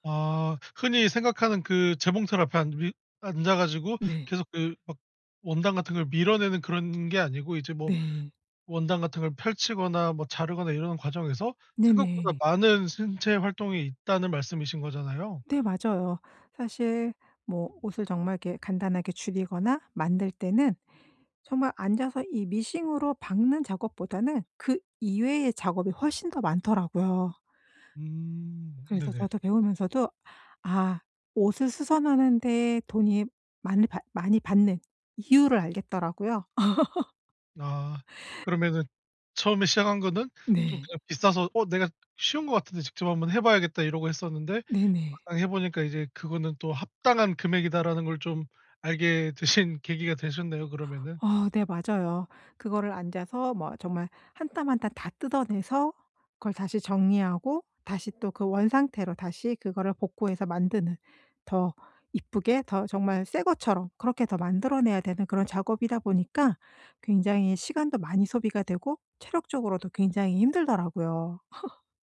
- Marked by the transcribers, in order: laugh; laughing while speaking: "되신"; laugh
- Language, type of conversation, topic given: Korean, podcast, 취미를 꾸준히 이어갈 수 있는 비결은 무엇인가요?
- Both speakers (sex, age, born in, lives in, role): female, 50-54, South Korea, United States, guest; male, 30-34, South Korea, South Korea, host